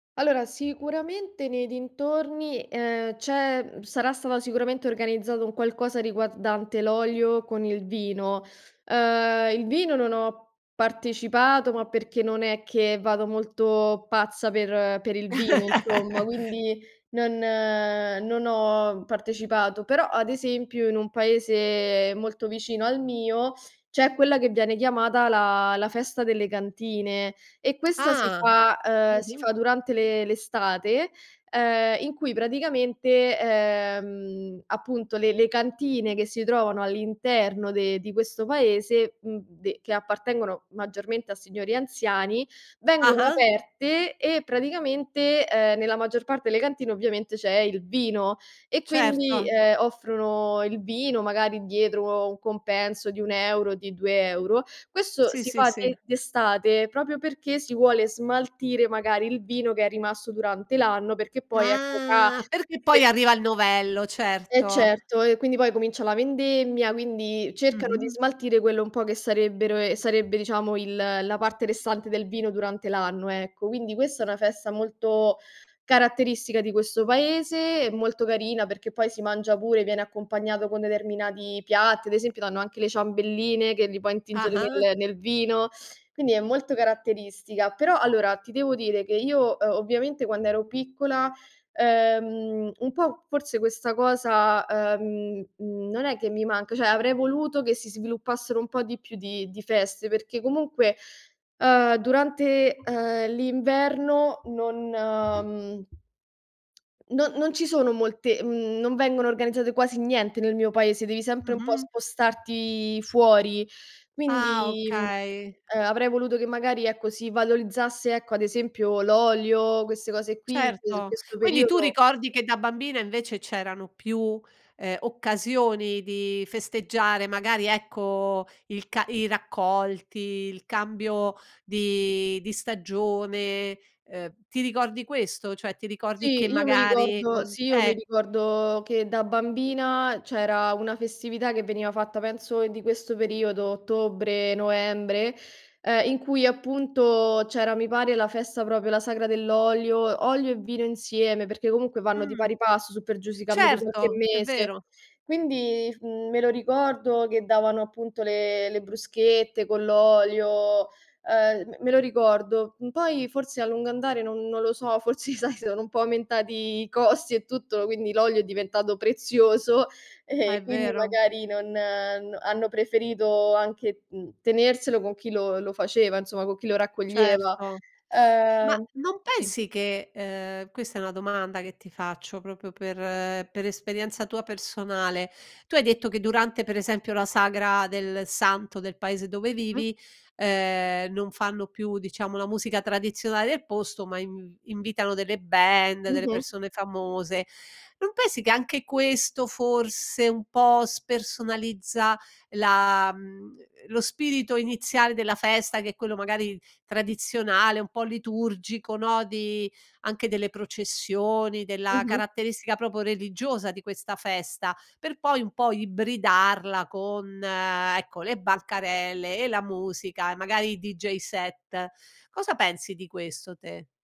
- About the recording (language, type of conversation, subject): Italian, podcast, Come si collegano le stagioni alle tradizioni popolari e alle feste?
- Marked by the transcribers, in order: chuckle; "proprio" said as "propio"; other background noise; tapping; "proprio" said as "propio"; laughing while speaking: "sai"; "insomma" said as "nsoma"; "proprio" said as "propio"; "proprio" said as "propo"